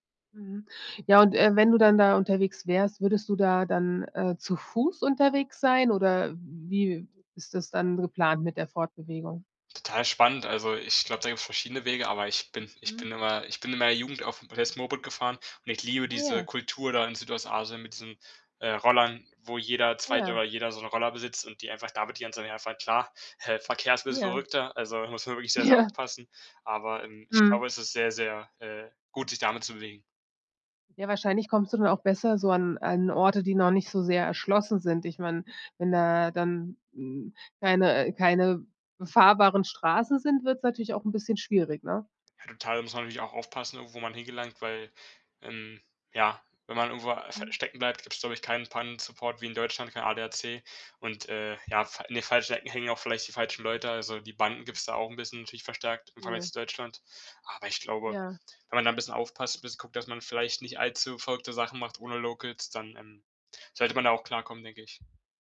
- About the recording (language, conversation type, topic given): German, podcast, Wer hat dir einen Ort gezeigt, den sonst niemand kennt?
- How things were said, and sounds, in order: unintelligible speech; laughing while speaking: "Ja"; in English: "Locals"; other background noise